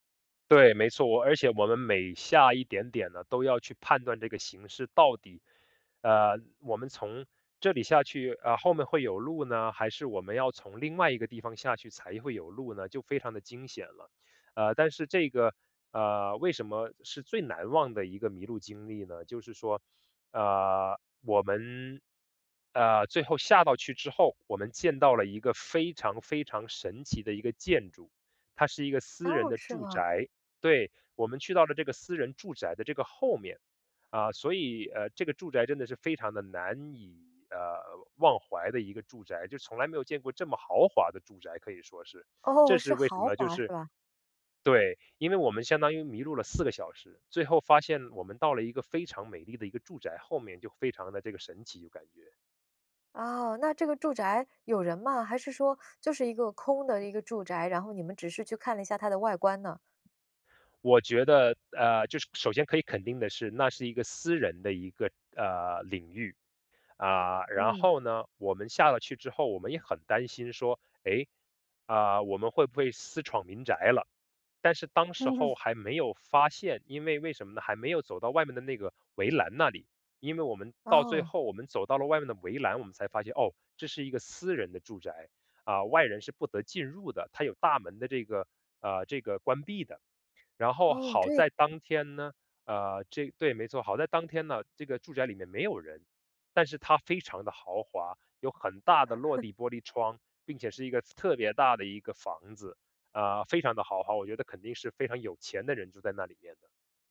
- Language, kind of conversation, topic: Chinese, podcast, 你最难忘的一次迷路经历是什么？
- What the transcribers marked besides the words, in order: laughing while speaking: "嗯"; other background noise; chuckle